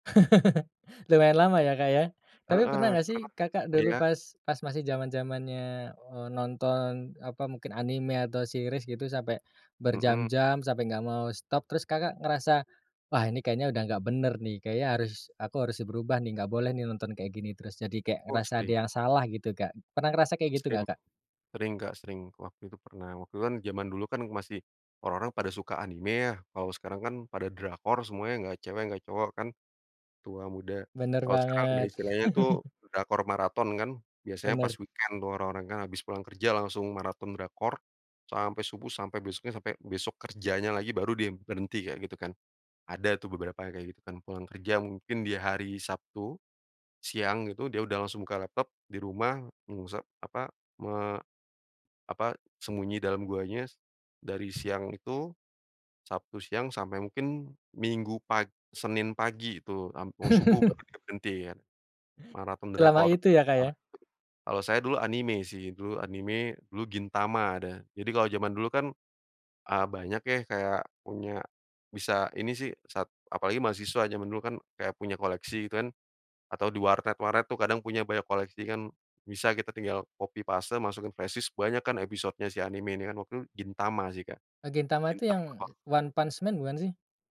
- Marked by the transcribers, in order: chuckle; chuckle; in English: "weekend"; tapping; chuckle; other background noise; in English: "copy paste"
- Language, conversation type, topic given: Indonesian, podcast, Kapan kebiasaan menonton berlebihan mulai terasa sebagai masalah?